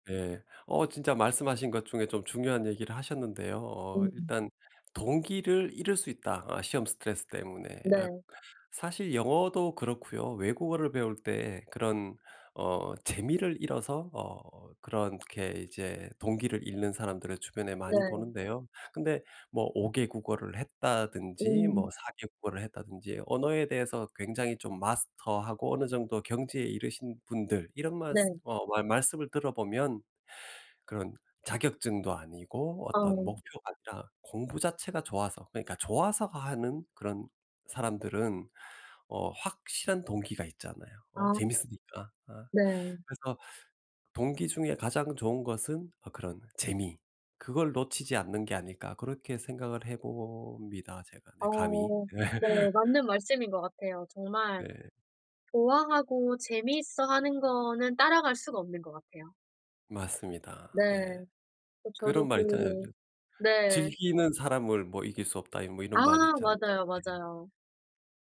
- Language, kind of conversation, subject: Korean, podcast, 학습 동기를 잃었을 때 어떻게 다시 되찾나요?
- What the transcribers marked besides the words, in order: other background noise; tapping; laugh